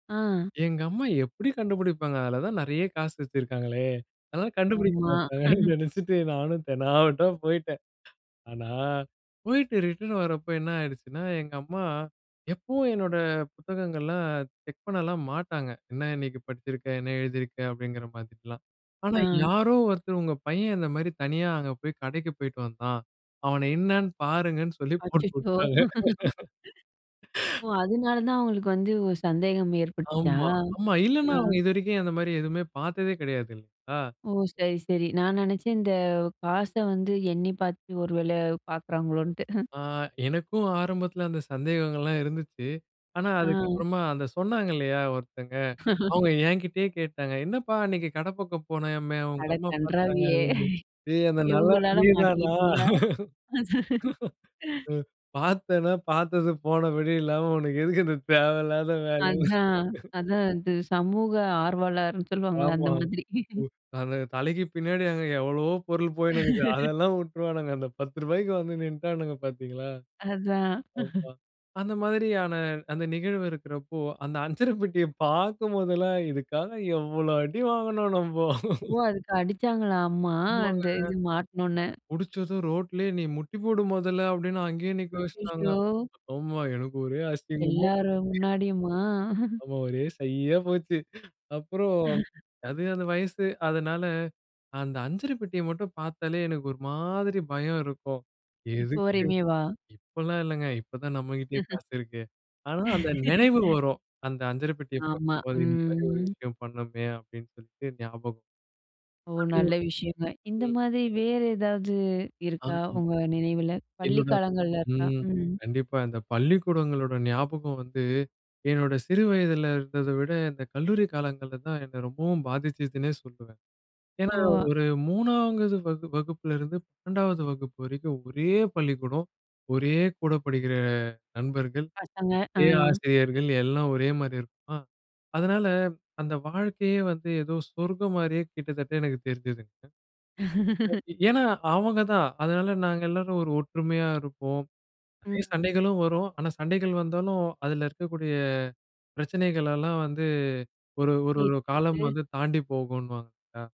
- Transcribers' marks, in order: drawn out: "வச்சிருக்காங்களே!"; laugh; laughing while speaking: "நினச்சிட்டு நானும் தெனாவெட்டா போய்ட்டேன்"; drawn out: "ஆனா"; in English: "ரிட்டர்ன்"; laughing while speaking: "பாருங்கன்னு சொல்லி போட்டுவிட்டாங்க"; laugh; unintelligible speech; other noise; other background noise; chuckle; laughing while speaking: "அந்த சந்தேகங்கள்லாம் இருந்துச்சு"; laugh; laughing while speaking: "இவங்களால மாட்டிக்கிட்டீயா?"; unintelligible speech; laughing while speaking: "ஏய்! அந்த நல்லவன் நீ தானா? … இந்த தேவையில்லாத வேல"; chuckle; "போயிட்டு" said as "போயினு"; laugh; laugh; laughing while speaking: "அந்த அஞ்சர பெட்டிய பார்க்கும் போதெல்லாம், இதுக்காக எவ்ளோ அடி வாங்குனோம் நம்போ"; unintelligible speech; laughing while speaking: "எனக்கு ஒரே அசிங்கமா போச்சு ஆமா ஒரே ஷையா போச்சு. அப்புறம்"; chuckle; in English: "ஷையா"; laugh; chuckle; laugh; drawn out: "ம்"; unintelligible speech; unintelligible speech; drawn out: "படிக்கிற"; unintelligible speech; laugh
- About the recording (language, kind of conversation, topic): Tamil, podcast, காலம் செல்லச் செல்ல மேலும் மதிப்பாகத் தோன்றும் உங்கள் நினைவு எது?